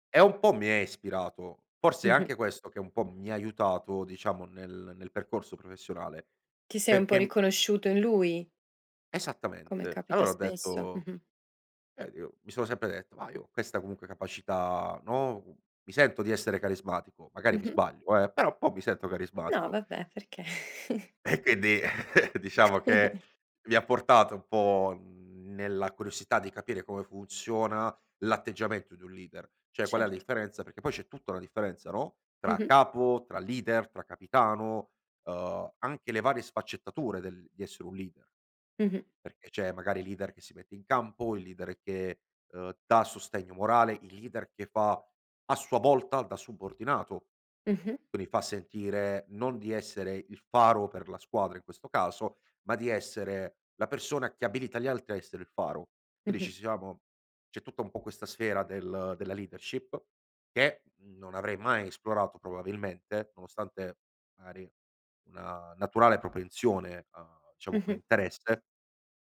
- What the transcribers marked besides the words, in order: laughing while speaking: "perché?"; laughing while speaking: "quindi"; other background noise; chuckle; "cioè" said as "ceh"; "magari" said as "maari"
- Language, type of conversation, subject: Italian, podcast, Che ruolo ha la curiosità nella tua crescita personale?